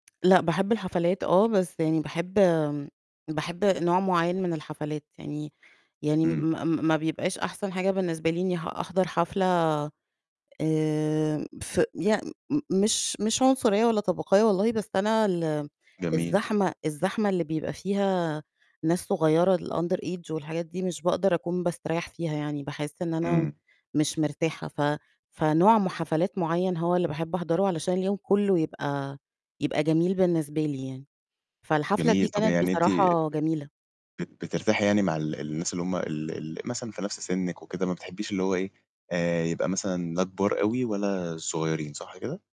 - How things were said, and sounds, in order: in English: "الunder age"; mechanical hum
- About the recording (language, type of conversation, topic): Arabic, podcast, احكيلي عن أول حفلة حضرتها كانت إزاي؟